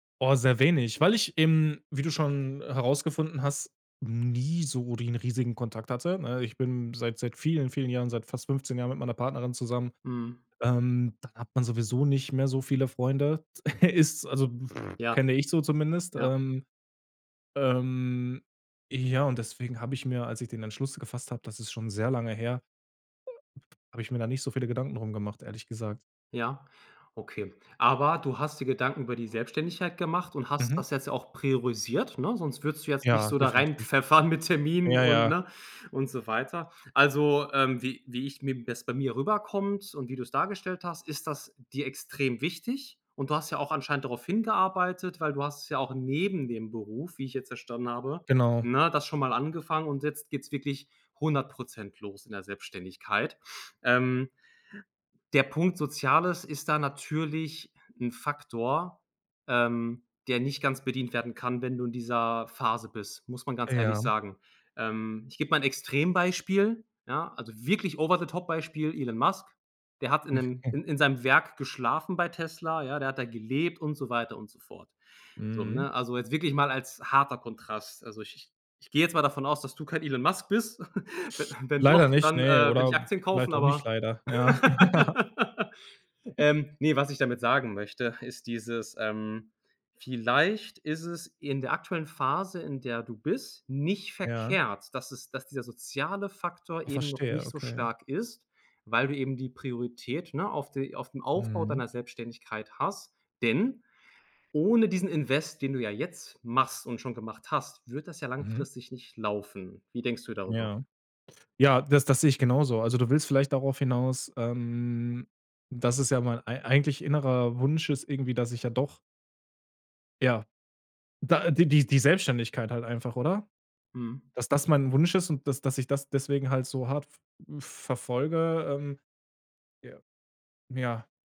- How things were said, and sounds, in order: stressed: "nie"; chuckle; scoff; other background noise; laughing while speaking: "mit"; stressed: "neben"; in English: "over the top"; chuckle; giggle; laughing while speaking: "ja"; laugh; stressed: "Denn"; drawn out: "ähm"
- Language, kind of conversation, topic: German, advice, Wie kann ich mich trotz vollem Terminkalender weniger sozial isoliert fühlen?